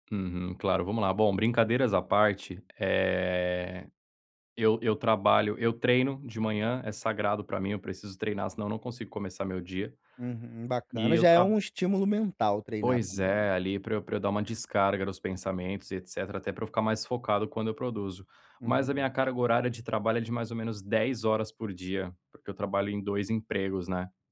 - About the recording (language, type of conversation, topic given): Portuguese, advice, Como posso usar limites de tempo para ser mais criativo?
- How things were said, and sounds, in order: none